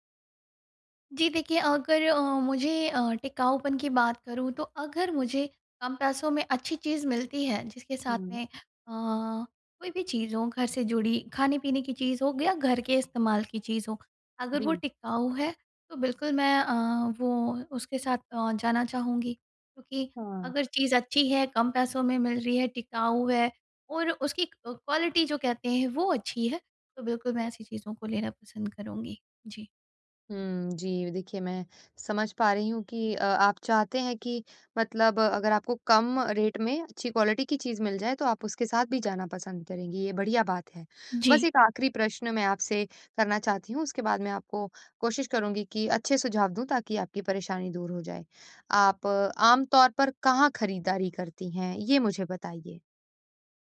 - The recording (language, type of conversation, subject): Hindi, advice, बजट में अच्छी गुणवत्ता वाली चीज़ें कैसे ढूँढूँ?
- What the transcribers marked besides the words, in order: in English: "क्वालिटी"; in English: "रेट"; in English: "क्वालिटी"